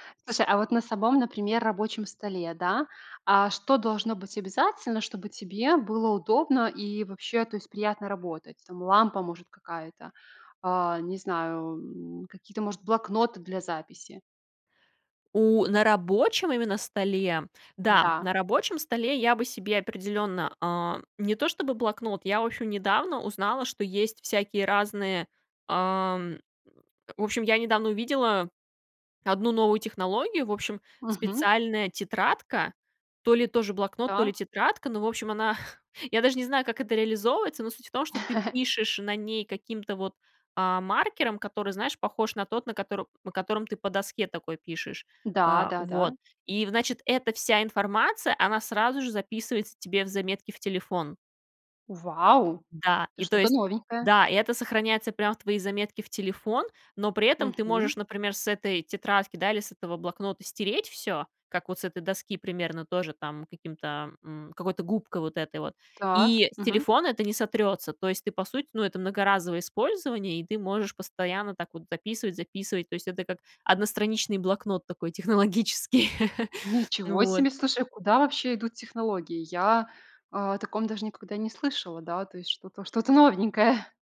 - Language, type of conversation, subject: Russian, podcast, Как вы обустраиваете домашнее рабочее место?
- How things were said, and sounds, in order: "самом" said as "сабом"; chuckle; chuckle; surprised: "Вау! Это что-то новенькое"; tapping; laughing while speaking: "технологический"; laughing while speaking: "новенькое"